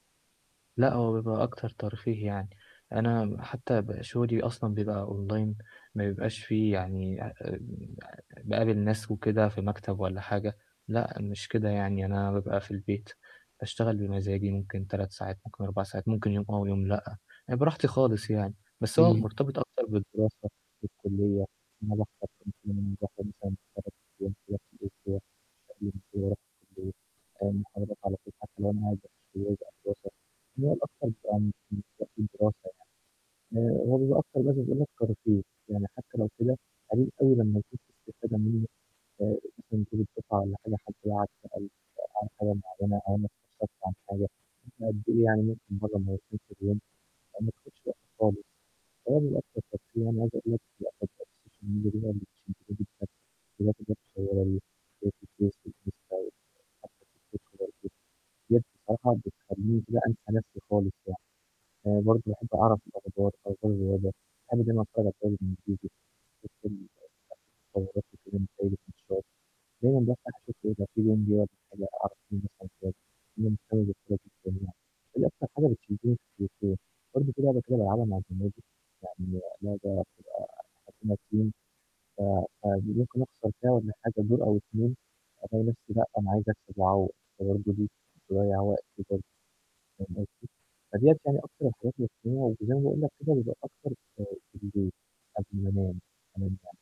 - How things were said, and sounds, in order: in English: "online"; unintelligible speech; static; distorted speech; unintelligible speech; unintelligible speech; unintelligible speech; unintelligible speech; unintelligible speech; unintelligible speech; unintelligible speech; in English: "team"; unintelligible speech; unintelligible speech
- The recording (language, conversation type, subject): Arabic, advice, إزاي أحط حدود كويسة لاستخدام الموبايل بالليل قبل ما أنام؟
- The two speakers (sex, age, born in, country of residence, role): male, 20-24, Egypt, Egypt, user; male, 25-29, Egypt, Egypt, advisor